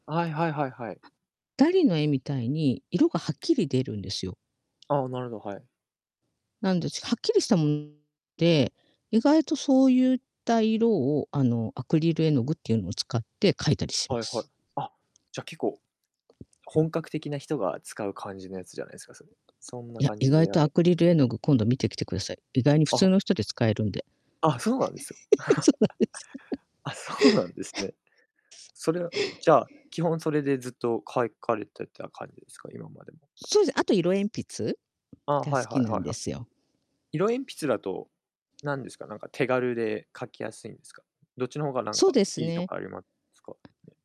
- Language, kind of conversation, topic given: Japanese, unstructured, 挑戦してみたい新しい趣味はありますか？
- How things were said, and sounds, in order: static; tapping; distorted speech; giggle; laughing while speaking: "そうなんです"; laugh